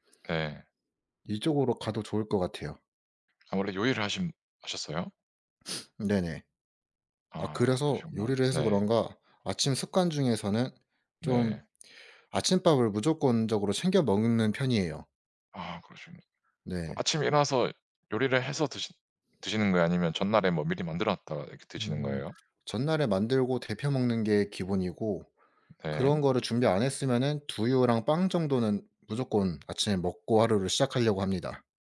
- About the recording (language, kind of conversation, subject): Korean, unstructured, 오늘 하루는 보통 어떻게 시작하세요?
- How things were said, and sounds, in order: sniff; tapping